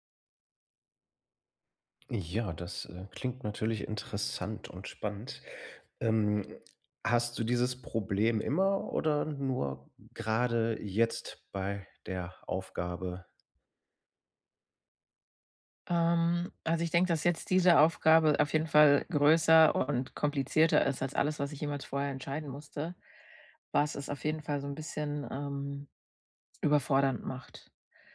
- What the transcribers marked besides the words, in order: other background noise
- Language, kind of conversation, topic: German, advice, Wie kann ich Dringendes von Wichtigem unterscheiden, wenn ich meine Aufgaben plane?